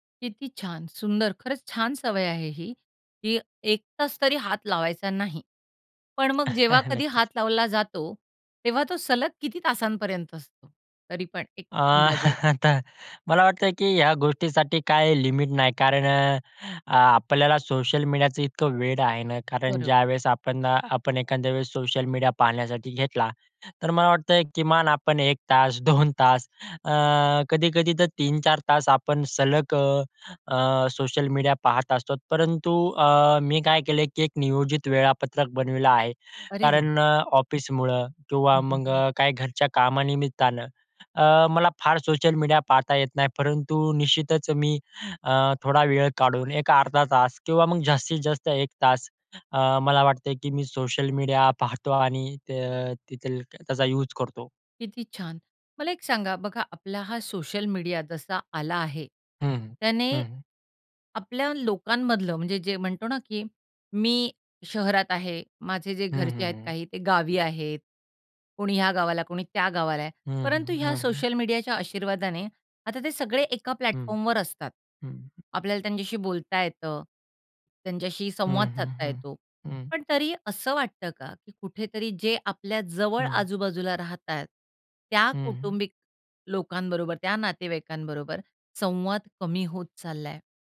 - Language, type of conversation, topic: Marathi, podcast, सोशल मीडियाने तुमच्या दैनंदिन आयुष्यात कोणते बदल घडवले आहेत?
- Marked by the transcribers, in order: laughing while speaking: "नक्कीच"; laughing while speaking: "अ, आता"; in English: "लिमिट"; chuckle; in English: "यूज"; in English: "प्लॅटफॉर्मवर"